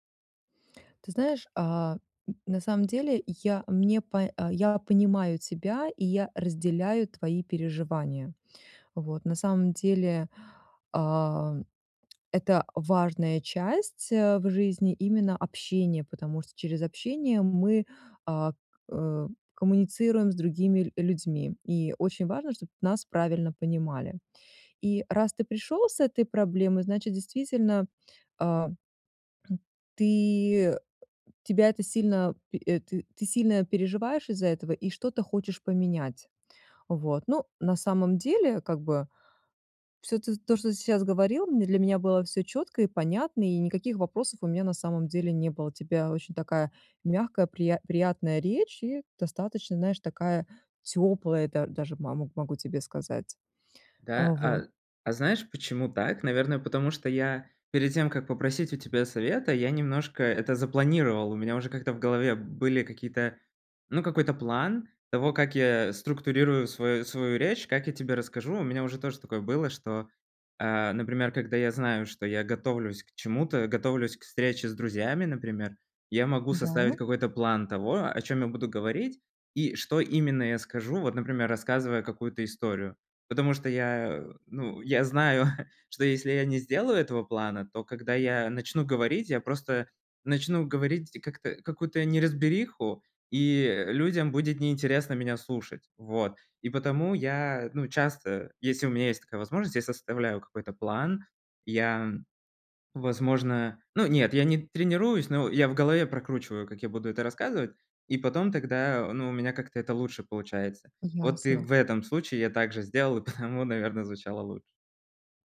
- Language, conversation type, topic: Russian, advice, Как кратко и ясно донести свою главную мысль до аудитории?
- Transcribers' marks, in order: tapping; chuckle; laughing while speaking: "наверно"